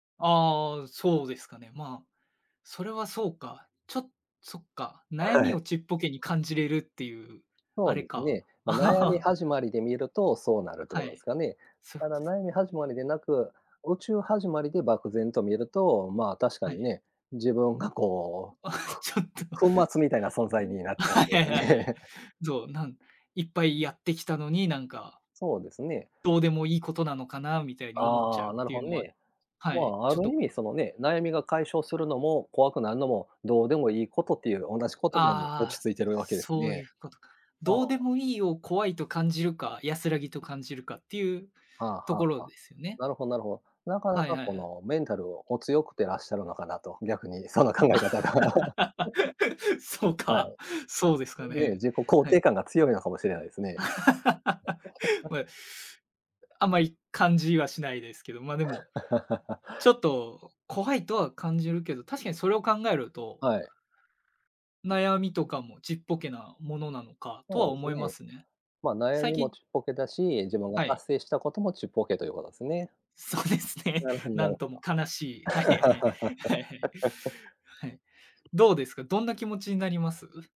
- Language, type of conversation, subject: Japanese, unstructured, 宇宙について考えると、どんな気持ちになりますか？
- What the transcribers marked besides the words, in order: laugh; tapping; laughing while speaking: "あ、はい、ちょっと"; other noise; other background noise; laugh; chuckle; laugh; laugh; laughing while speaking: "そうですね"; laugh